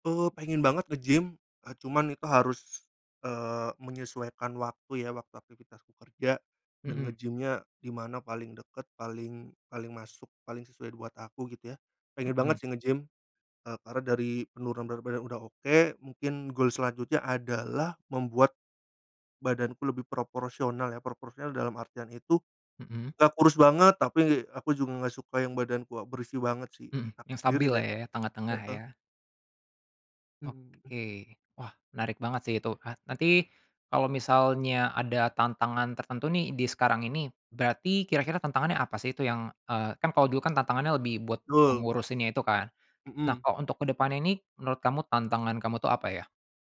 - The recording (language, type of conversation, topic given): Indonesian, podcast, Bagaimana pengalaman Anda belajar memasak makanan sehat di rumah?
- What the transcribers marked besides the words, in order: in English: "goal"; unintelligible speech